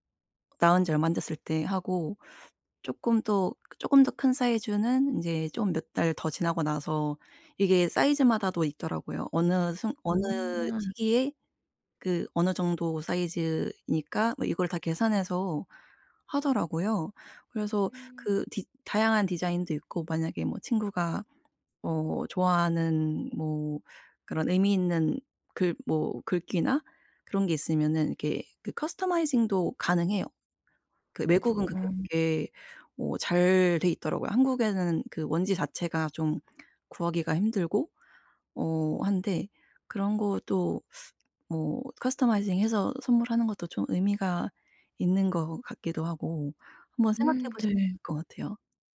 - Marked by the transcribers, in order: tapping; other background noise; in English: "커스터마이징도"; teeth sucking; in English: "커스터마이징해서"; unintelligible speech
- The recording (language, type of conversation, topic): Korean, advice, 친구 생일 선물을 예산과 취향에 맞춰 어떻게 고르면 좋을까요?